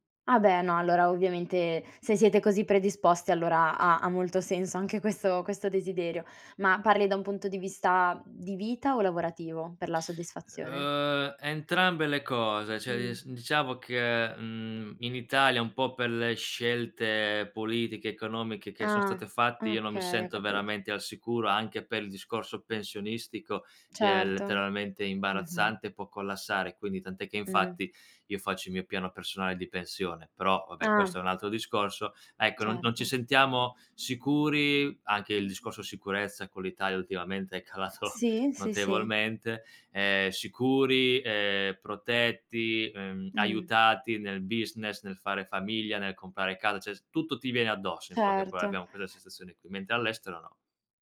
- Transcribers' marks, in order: laughing while speaking: "questo"; "sono" said as "son"; laughing while speaking: "calato"; in English: "business"; "parole" said as "paroe"; "questa" said as "quessa"
- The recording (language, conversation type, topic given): Italian, podcast, Mi racconti di un viaggio che ti ha cambiato la vita?